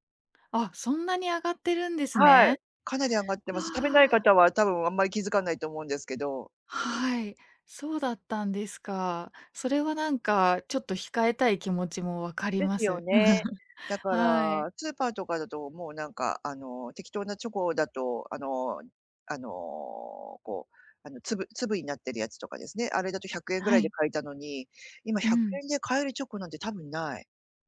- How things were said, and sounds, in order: chuckle
- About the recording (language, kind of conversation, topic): Japanese, advice, 日々の無駄遣いを減らしたいのに誘惑に負けてしまうのは、どうすれば防げますか？